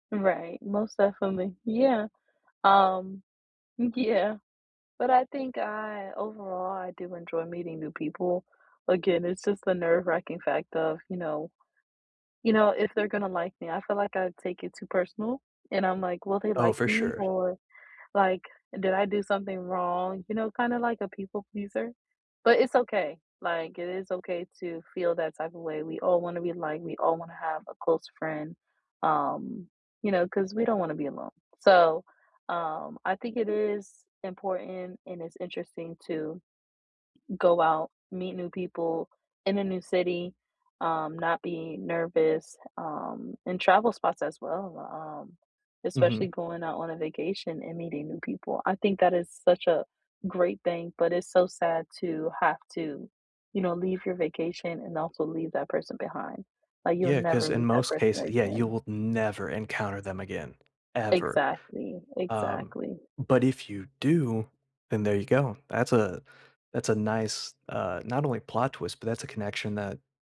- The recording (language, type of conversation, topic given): English, unstructured, How can you meet people kindly and safely in new cities, neighborhoods, or travel destinations?
- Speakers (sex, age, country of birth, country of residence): female, 25-29, United States, United States; male, 30-34, United States, United States
- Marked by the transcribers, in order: laughing while speaking: "yeah"; stressed: "never"; stressed: "Ever"